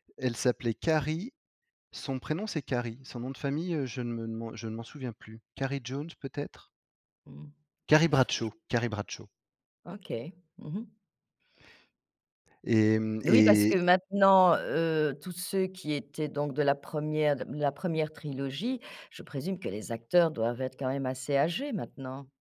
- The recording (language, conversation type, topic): French, podcast, Quels films te reviennent en tête quand tu repenses à ton adolescence ?
- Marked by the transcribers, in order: none